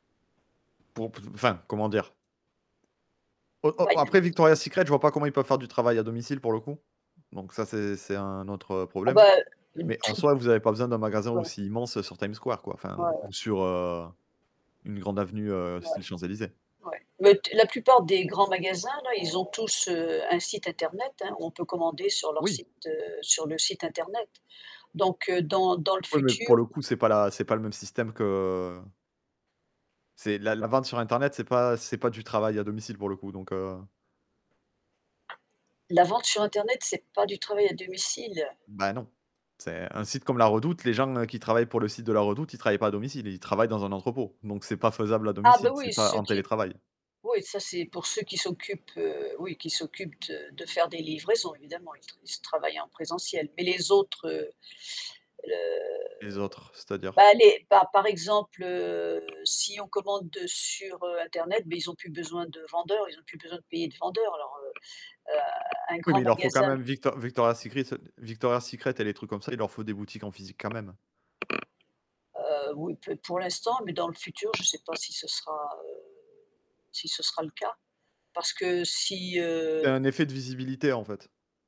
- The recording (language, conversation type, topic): French, unstructured, Préféreriez-vous ne jamais avoir besoin de dormir ou ne jamais avoir besoin de manger ?
- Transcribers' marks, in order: tapping; static; unintelligible speech; other background noise; other noise